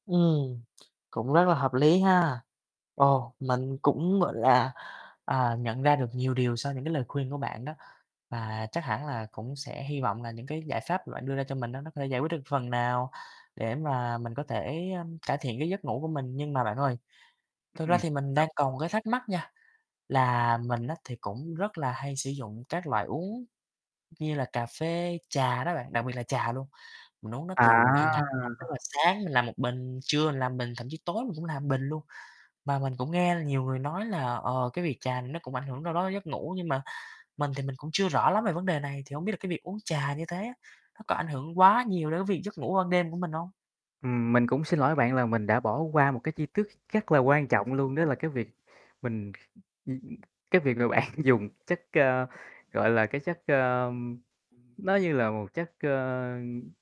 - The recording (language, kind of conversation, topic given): Vietnamese, advice, Làm thế nào để tôi duy trì thói quen ngủ đủ giấc mỗi đêm?
- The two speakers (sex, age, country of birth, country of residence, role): male, 20-24, Vietnam, Vietnam, user; male, 25-29, Vietnam, Vietnam, advisor
- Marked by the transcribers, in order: tapping; distorted speech; unintelligible speech; other background noise; unintelligible speech; laughing while speaking: "bạn"